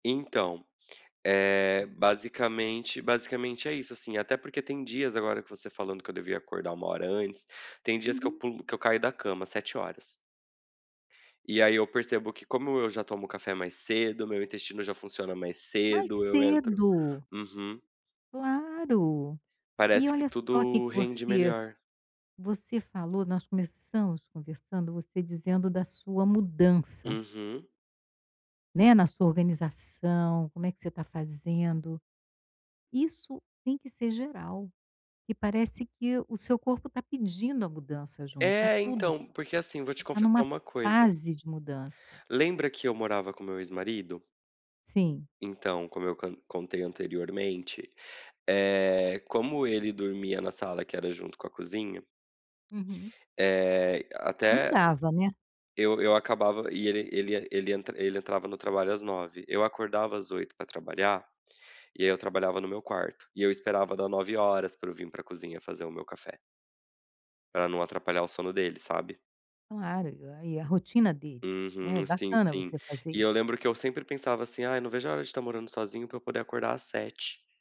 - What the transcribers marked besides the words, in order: other background noise
- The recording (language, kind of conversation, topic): Portuguese, advice, Como posso criar uma rotina simples para organizar meu dia?